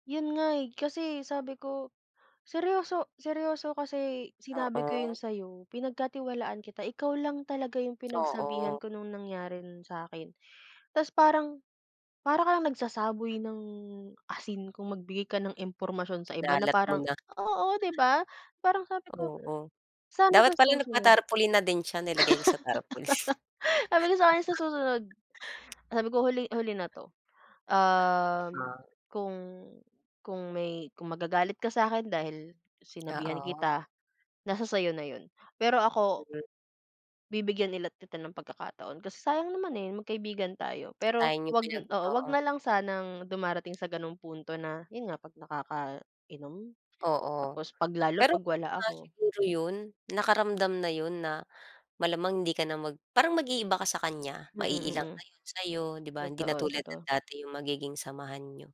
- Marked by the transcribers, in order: tapping; other background noise; laugh; chuckle
- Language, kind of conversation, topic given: Filipino, unstructured, Ano ang pinakamahalagang aral na natutunan mo sa buhay?